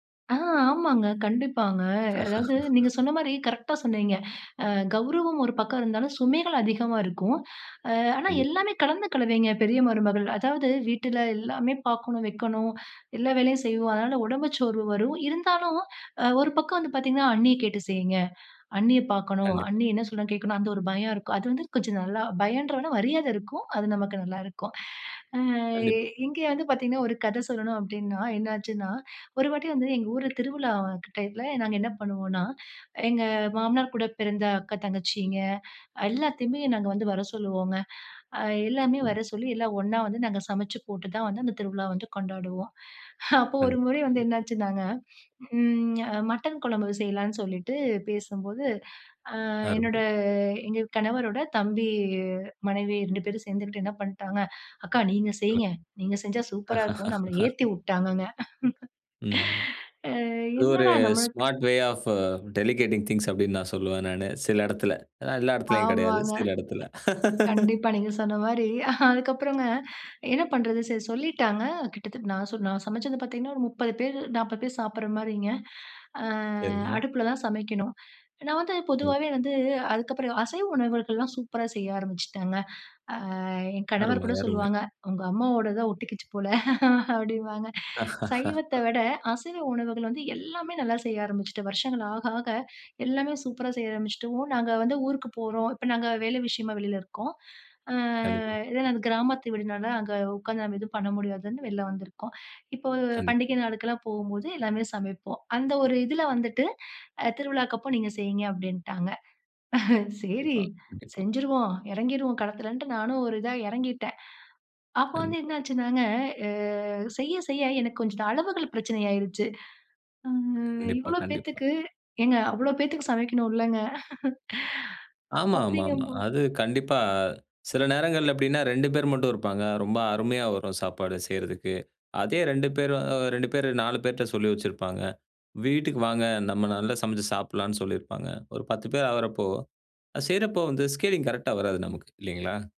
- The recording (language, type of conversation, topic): Tamil, podcast, ஒரு குடும்பம் சார்ந்த ருசியான சமையல் நினைவு அல்லது கதையைப் பகிர்ந்து சொல்ல முடியுமா?
- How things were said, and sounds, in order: laugh; in English: "கரெக்ட்டா"; in English: "டயத்துல"; other background noise; drawn out: "தம்பி"; laugh; in English: "சூப்பரா"; in English: "ஸ்மார்ட் வே ஆஃப் டெலிகேட்டிங் திங்ஸ்"; chuckle; laugh; laughing while speaking: "அதுக்கப்புறங்க"; drawn out: "அ"; laughing while speaking: "தான் ஒட்டுகிச்சு போல, அப்படிம்பாங்க"; laugh; chuckle; chuckle; in English: "ஸ்கேலிங் கரெக்ட்டா"